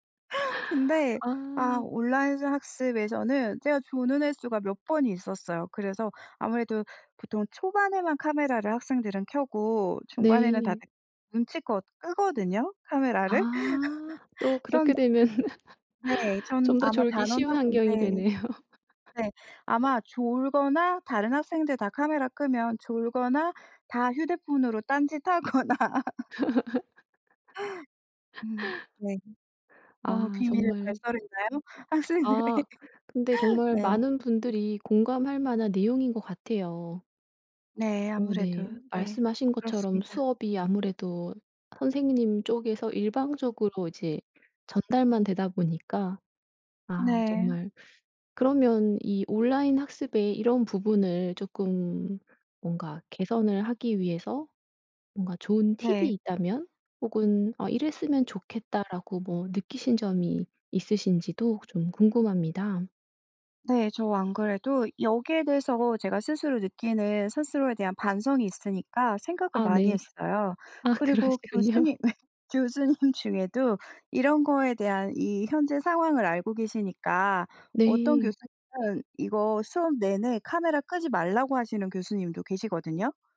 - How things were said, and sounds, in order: laugh; laughing while speaking: "되네요"; laugh; laughing while speaking: "딴짓하거나"; laugh; laughing while speaking: "학생들의?"; teeth sucking; laughing while speaking: "그러시군요"; laugh; laughing while speaking: "교수님"
- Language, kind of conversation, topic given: Korean, podcast, 온라인 학습은 학교 수업과 어떤 점에서 가장 다르나요?